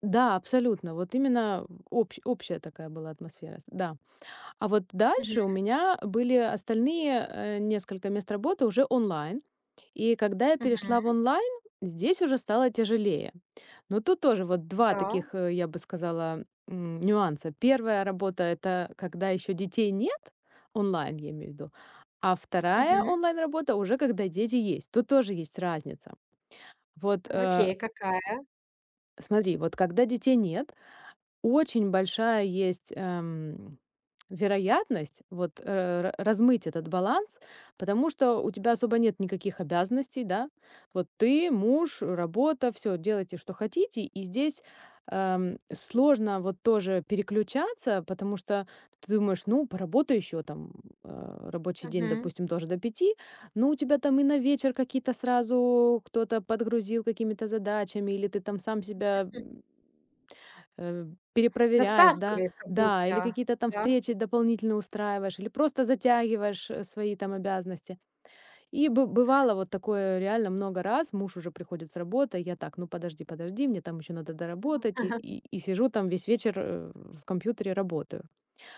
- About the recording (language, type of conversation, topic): Russian, podcast, Как ты находишь баланс между работой и домом?
- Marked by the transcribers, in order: chuckle; other noise